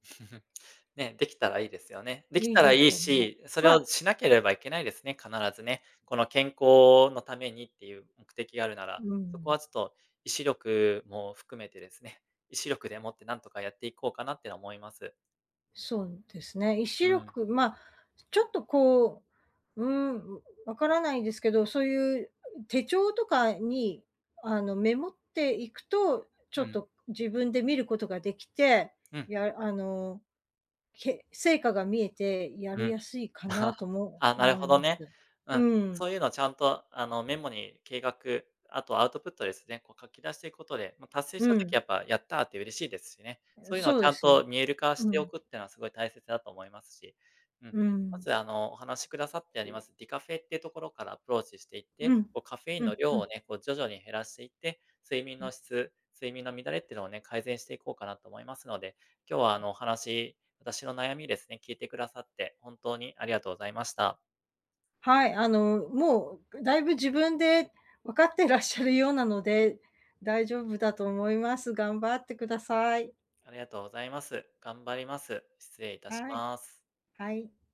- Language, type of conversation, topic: Japanese, advice, カフェインや昼寝が原因で夜の睡眠が乱れているのですが、どうすれば改善できますか？
- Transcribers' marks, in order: chuckle; tapping; chuckle; other background noise